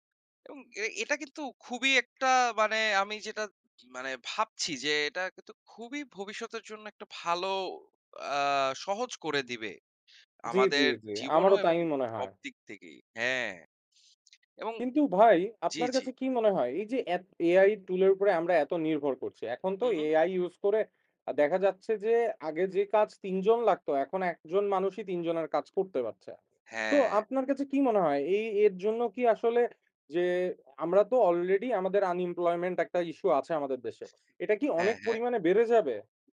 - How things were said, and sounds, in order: in English: "unemployment"; in English: "issue"
- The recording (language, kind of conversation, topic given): Bengali, unstructured, কৃত্রিম বুদ্ধিমত্তা কীভাবে আমাদের ভবিষ্যৎ গঠন করবে?